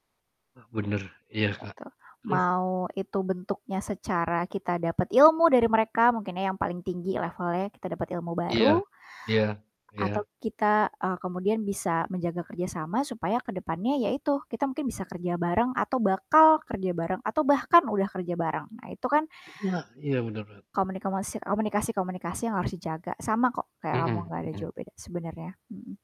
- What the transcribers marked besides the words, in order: in English: "Please"
- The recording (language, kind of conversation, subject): Indonesian, unstructured, Pernahkah kamu merasa identitasmu disalahpahami oleh orang lain?